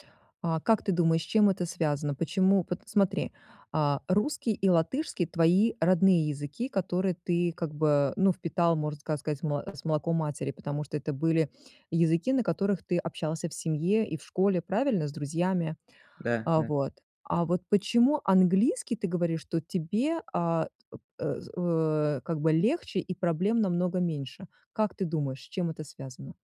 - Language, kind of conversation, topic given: Russian, advice, Как кратко и ясно донести свою главную мысль до аудитории?
- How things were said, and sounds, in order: none